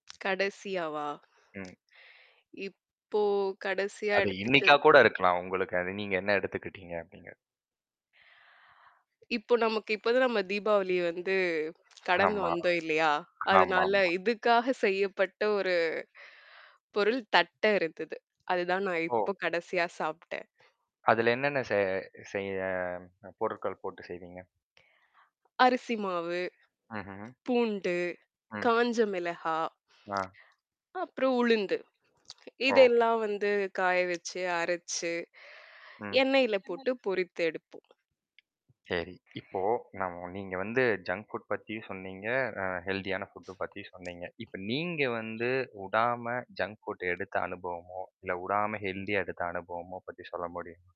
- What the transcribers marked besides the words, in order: tapping; breath; other background noise; mechanical hum; distorted speech; other noise; background speech; in English: "ஜங்க் ஃபுட்"; in English: "ஹெல்த்தியான ஃபுட்டு"; in English: "ஜங்க் ஃபுட்ட"; in English: "ஹெல்த்தியா"
- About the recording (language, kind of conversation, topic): Tamil, podcast, நலமான சிற்றுண்டிகளைத் தேர்வு செய்வது பற்றி உங்கள் கருத்து என்ன?